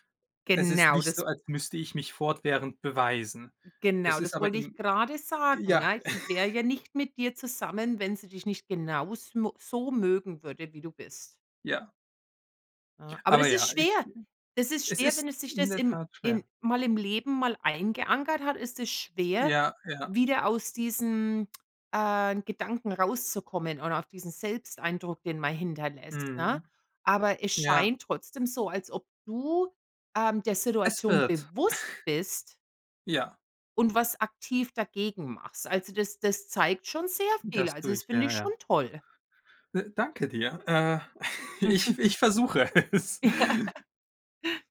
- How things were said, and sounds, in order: snort; snort; snort; chuckle; laughing while speaking: "es"; chuckle
- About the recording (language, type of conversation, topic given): German, unstructured, Wie drückst du deine Persönlichkeit am liebsten aus?